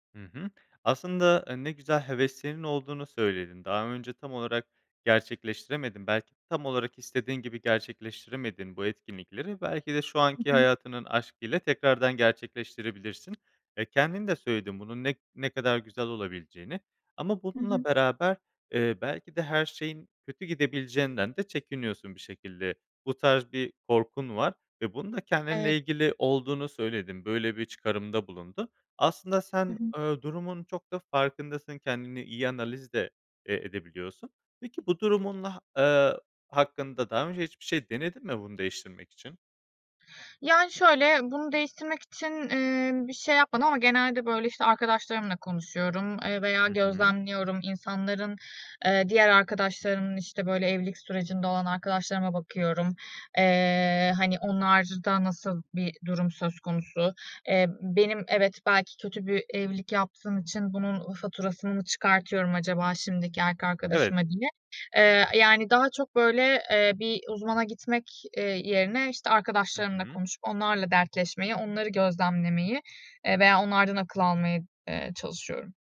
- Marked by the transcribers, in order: none
- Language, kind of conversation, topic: Turkish, advice, Evlilik veya birlikte yaşamaya karar verme konusunda yaşadığınız anlaşmazlık nedir?